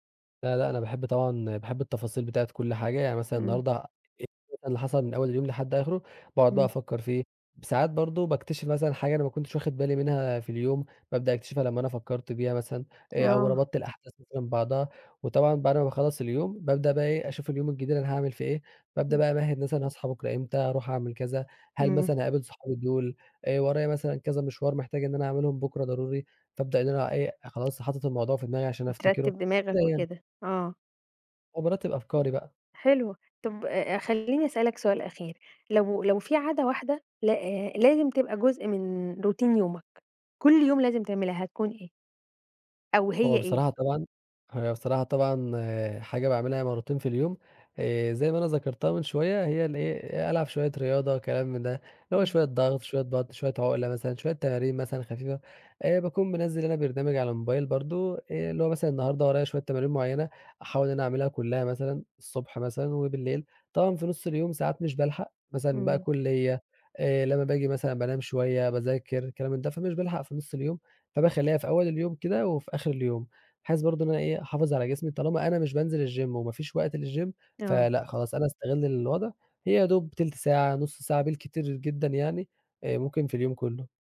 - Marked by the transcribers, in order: tapping; other background noise; other noise; in English: "routine"; in English: "الgym"; in English: "للgym"
- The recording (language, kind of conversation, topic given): Arabic, podcast, احكيلي عن روتينك اليومي في البيت؟